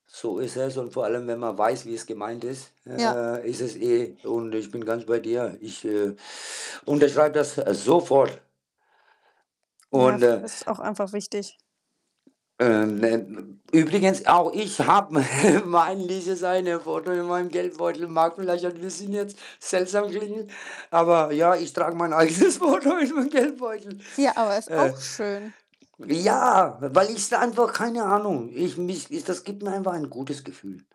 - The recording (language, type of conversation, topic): German, unstructured, Hast du ein Lieblingsfoto aus deiner Kindheit, und warum ist es für dich besonders?
- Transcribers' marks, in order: distorted speech; static; background speech; other background noise; laughing while speaking: "me"; laughing while speaking: "eigenes Foto in meinem Geldbeutel"